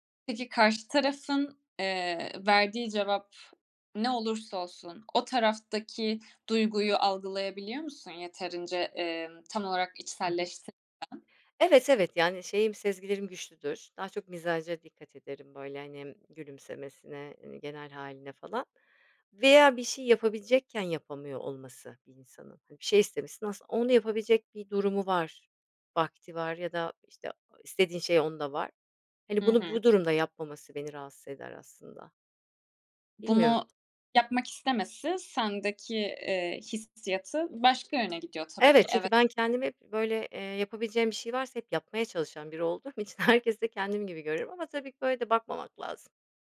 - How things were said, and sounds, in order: other background noise; tapping; laughing while speaking: "herkesi"
- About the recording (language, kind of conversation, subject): Turkish, podcast, Açıkça “hayır” demek sana zor geliyor mu?